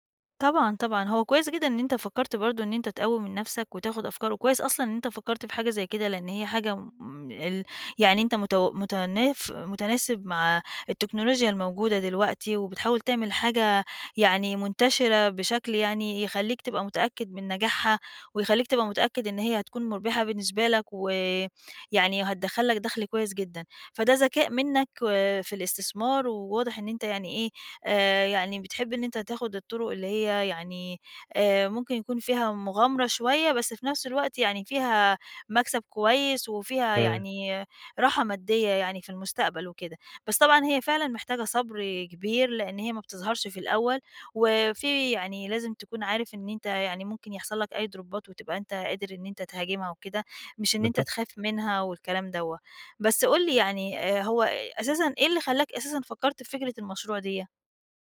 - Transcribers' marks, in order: in English: "دروبات"
- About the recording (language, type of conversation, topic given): Arabic, advice, إزاي أتعامل مع فقدان الدافع إني أكمل مشروع طويل المدى؟